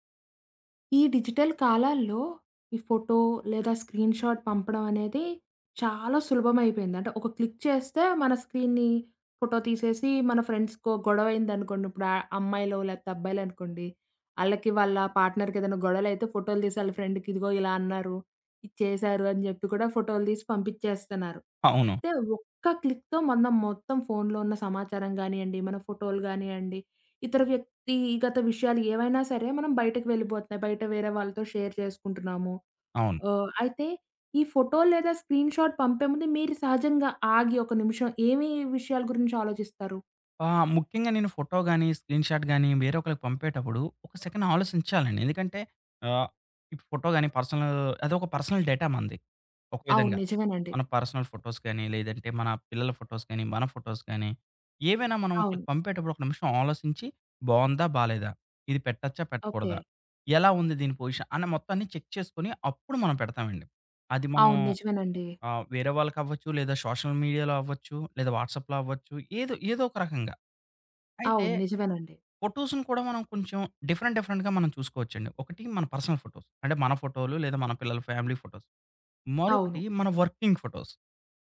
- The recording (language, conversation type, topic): Telugu, podcast, నిన్నో ఫొటో లేదా స్క్రీన్‌షాట్ పంపేముందు ఆలోచిస్తావా?
- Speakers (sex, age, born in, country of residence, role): female, 20-24, India, India, host; male, 30-34, India, India, guest
- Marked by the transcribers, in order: in English: "డిజిటల్"; in English: "స్క్రీన్ షాట్"; in English: "క్లిక్"; in English: "స్క్రీన్‌ని"; in English: "ఫ్రెండ్స్‌కో"; in English: "పార్ట్‌నర్‌కి"; in English: "ఫ్రెండ్‌కి"; in English: "క్లిక్‌తో"; in English: "షేర్"; in English: "స్క్రీన్ షాట్"; tapping; in English: "స్క్రీన్ షాట్"; in English: "సెకండ్"; in English: "పర్సనల్"; in English: "పర్సనల్ డేటా"; in English: "పర్సనల్ ఫోటోస్"; in English: "ఫోటోస్"; in English: "ఫోటోస్"; in English: "పొజిషన్"; in English: "చెక్"; in English: "సోషల్ మీడియాలో"; in English: "వాట్సాప్‌లో"; in English: "డిఫరెంట్ డిఫరెంట్‌గా"; in English: "పర్సనల్ ఫోటోస్"; in English: "ఫ్యామిలీ ఫోటోస్"; in English: "వర్కింగ్ ఫోటోస్"